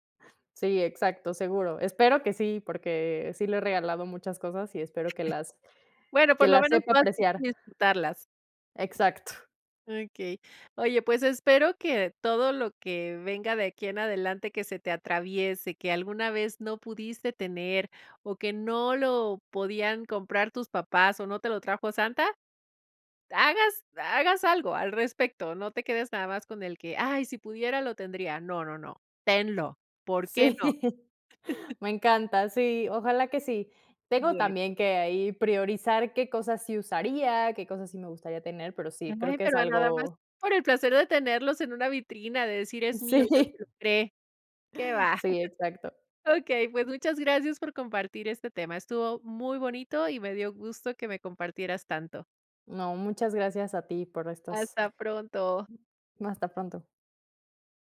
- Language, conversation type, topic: Spanish, podcast, ¿Cómo influye la nostalgia en ti al volver a ver algo antiguo?
- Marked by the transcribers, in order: other noise; laughing while speaking: "Sí"; chuckle; unintelligible speech; laughing while speaking: "sí"; unintelligible speech; giggle